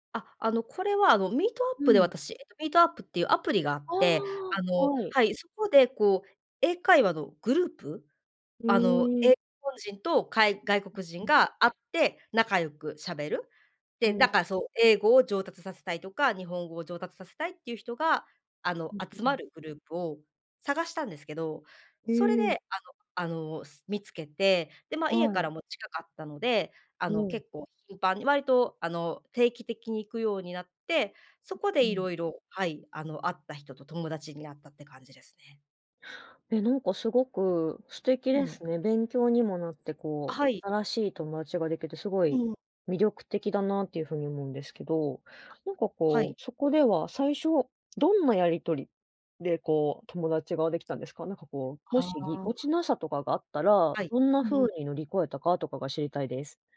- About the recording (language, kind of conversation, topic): Japanese, podcast, 趣味がきっかけで仲良くなった経験はありますか？
- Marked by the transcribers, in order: unintelligible speech